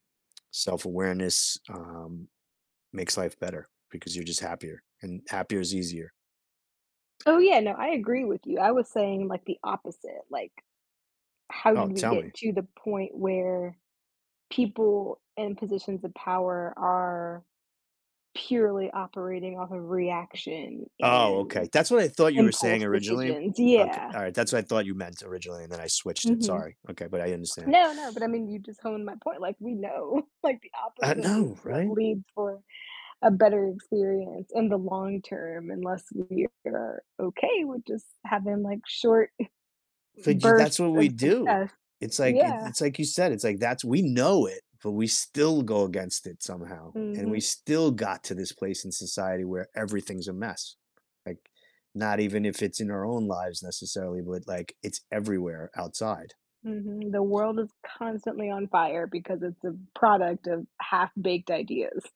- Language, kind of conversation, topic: English, unstructured, How can practicing mindfulness help us better understand ourselves?
- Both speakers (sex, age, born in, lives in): female, 35-39, United States, United States; male, 50-54, United States, United States
- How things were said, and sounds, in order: tapping; other background noise